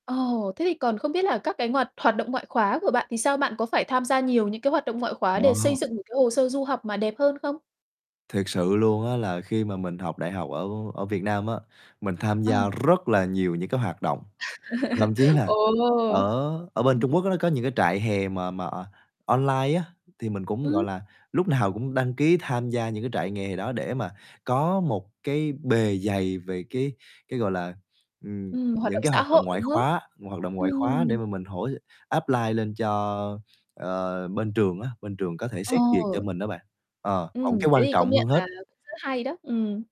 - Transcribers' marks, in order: "hoạt-" said as "ngoạt"; distorted speech; tapping; other background noise; chuckle; static; in English: "apply"
- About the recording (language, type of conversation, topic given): Vietnamese, podcast, Bạn có thể kể về lần bạn đặt ra một mục tiêu lớn và kiên trì theo đuổi nó không?